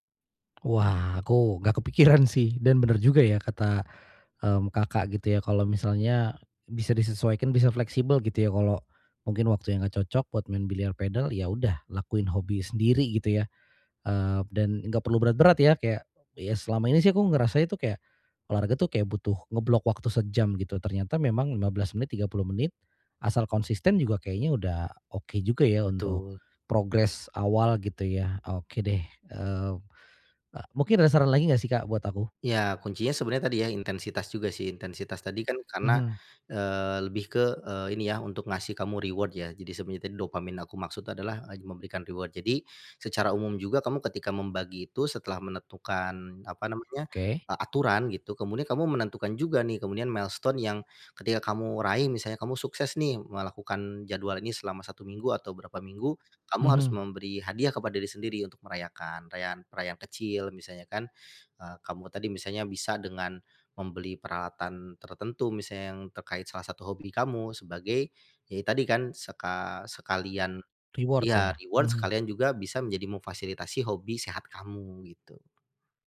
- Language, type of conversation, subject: Indonesian, advice, Bagaimana cara meluangkan lebih banyak waktu untuk hobi meski saya selalu sibuk?
- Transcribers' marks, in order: laughing while speaking: "kepikiran"; in English: "reward"; in English: "reward"; in English: "milestone"; in English: "Reward"; in English: "reward"